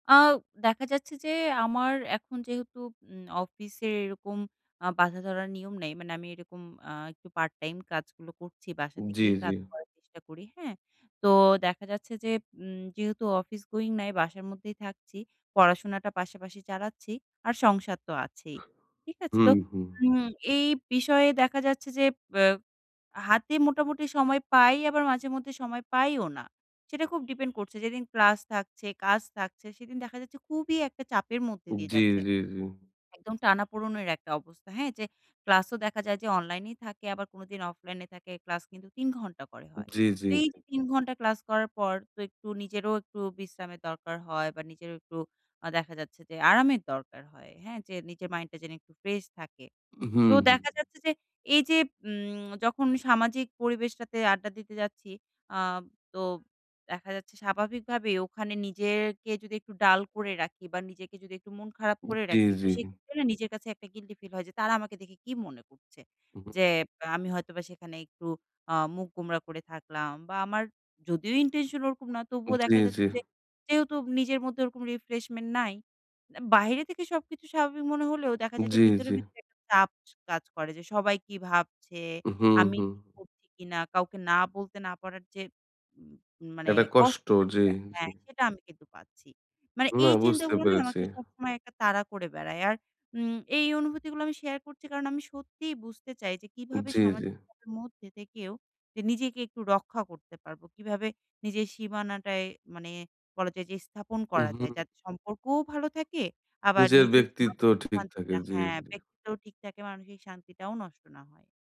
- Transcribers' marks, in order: other background noise; tapping; other street noise; in English: "intention"; in English: "refreshment"; unintelligible speech
- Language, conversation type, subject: Bengali, advice, সামাজিক চাপের মধ্যে কীভাবে আমি সীমানা স্থাপন করে নিজেকে রক্ষা করতে পারি?